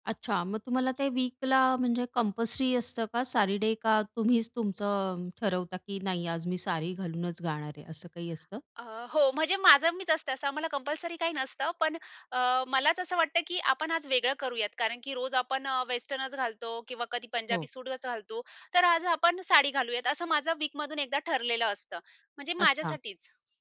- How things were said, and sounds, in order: in English: "कंपल्सरी"; other background noise; in English: "कंपल्सरी"
- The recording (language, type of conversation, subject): Marathi, podcast, साडी किंवा पारंपरिक पोशाख घातल्यावर तुम्हाला आत्मविश्वास कसा येतो?